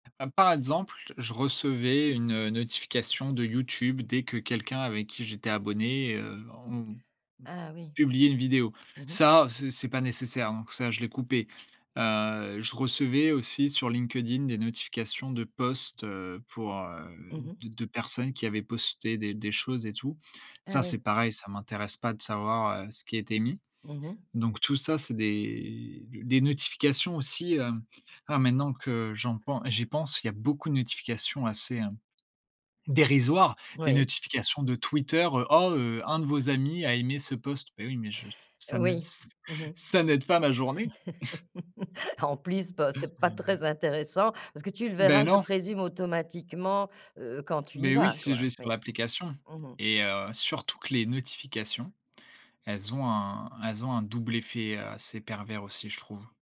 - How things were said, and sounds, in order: other background noise; tapping; laugh; chuckle
- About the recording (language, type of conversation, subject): French, podcast, Comment fais-tu pour gérer les notifications qui t’envahissent ?